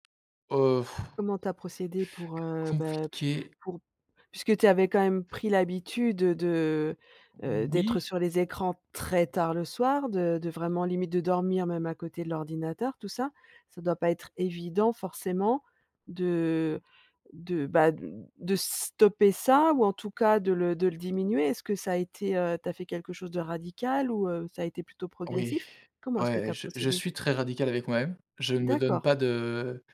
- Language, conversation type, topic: French, podcast, Quelles règles t’imposes-tu concernant les écrans avant de dormir, et que fais-tu concrètement ?
- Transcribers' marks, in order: sigh; other background noise